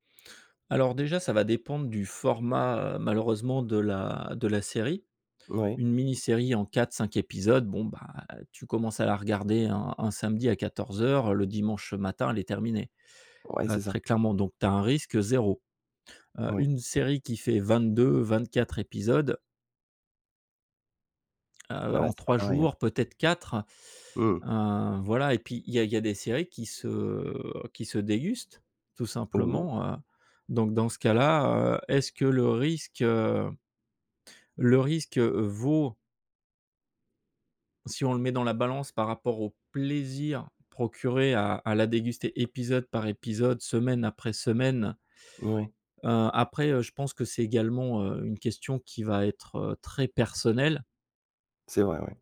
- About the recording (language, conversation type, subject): French, podcast, Pourquoi les spoilers gâchent-ils tant les séries ?
- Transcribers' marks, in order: stressed: "plaisir"